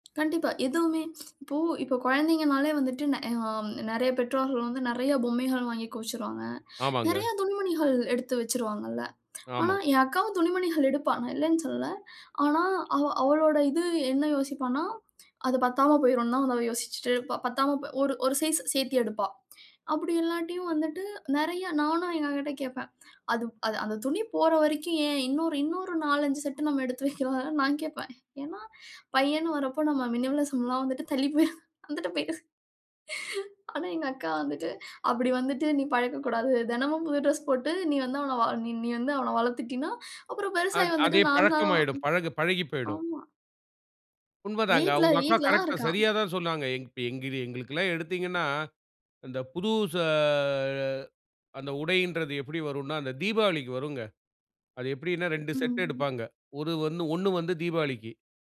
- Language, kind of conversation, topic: Tamil, podcast, மினிமலிசம் உங்கள் நாளாந்த வாழ்க்கையை எவ்வாறு பாதிக்கிறது?
- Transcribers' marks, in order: tapping; other background noise; laughing while speaking: "வைக்கக்லாம் இல்ல"; in English: "மினிமலிசம்லாம்"; laughing while speaking: "தள்ளிப் போயிரும். வந்துட்டு போயி. ஆனா … நான் தான்? ஆமா"; in English: "கரெக்ட்டா"; drawn out: "ஆ"